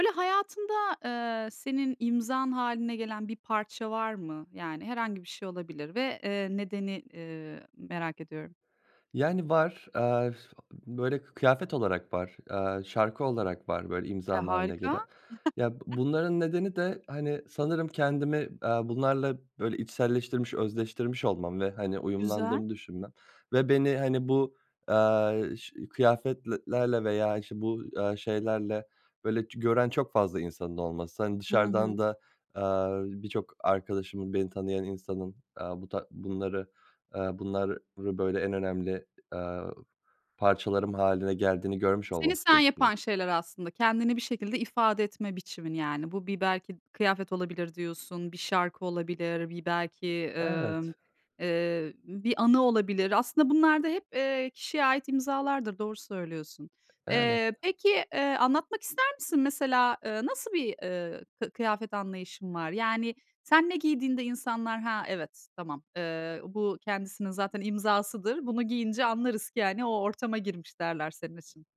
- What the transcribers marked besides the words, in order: tapping; other background noise; chuckle; "kıyafetlerle" said as "kıyafetlelerle"; "bunları" said as "bunlarrı"; unintelligible speech
- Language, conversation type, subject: Turkish, podcast, Hangi parça senin imzan haline geldi ve neden?